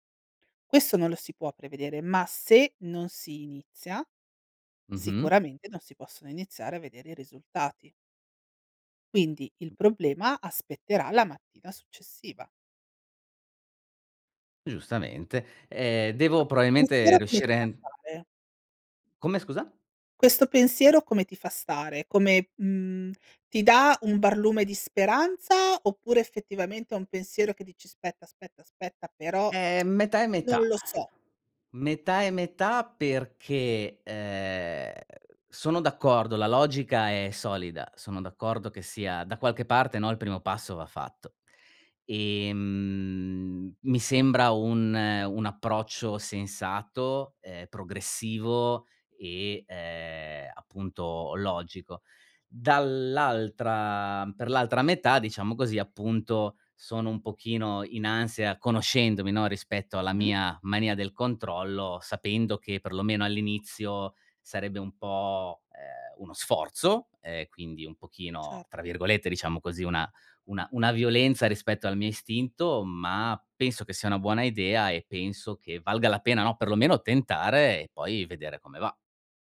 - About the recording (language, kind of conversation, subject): Italian, advice, Come posso isolarmi mentalmente quando lavoro da casa?
- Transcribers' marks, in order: "probabilmente" said as "proabilmente"; tongue click